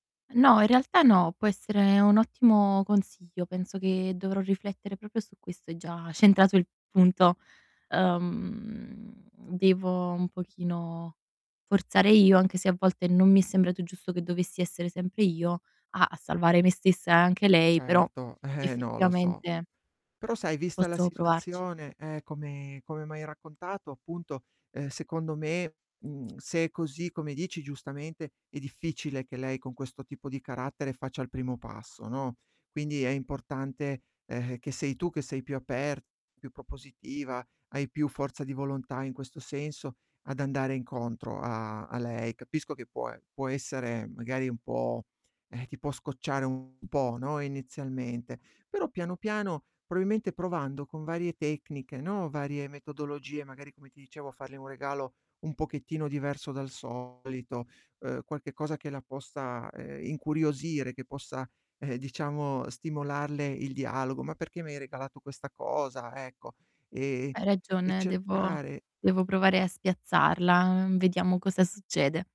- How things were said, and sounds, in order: "proprio" said as "propio"; drawn out: "Uhm"; distorted speech; "probabilmente" said as "proabilmente"
- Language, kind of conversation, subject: Italian, advice, Come posso migliorare la comunicazione con mio fratello senza creare altri litigi?